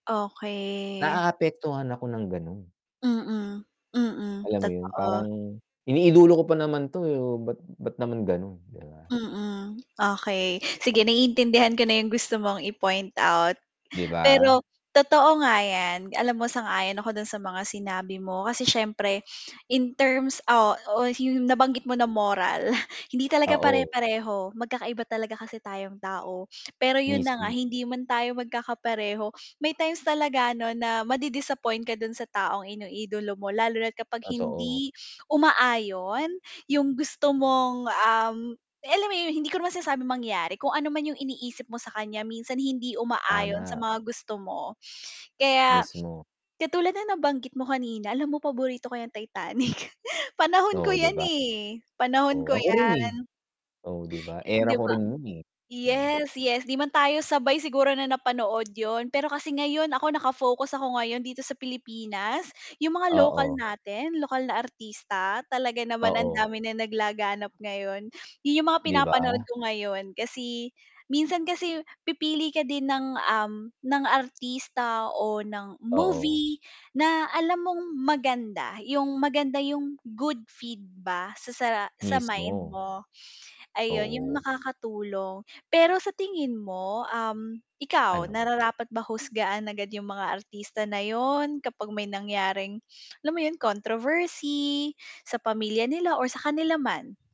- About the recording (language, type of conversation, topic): Filipino, unstructured, Ano ang nararamdaman mo kapag may kontrobersiyang kinasasangkutan ang isang artista?
- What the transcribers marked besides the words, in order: static; drawn out: "Okey"; distorted speech; tapping; mechanical hum; sniff; other noise; sniff; sniff; dog barking; sniff; laughing while speaking: "Titanic"; chuckle; gasp; in English: "good feed"; sniff; sniff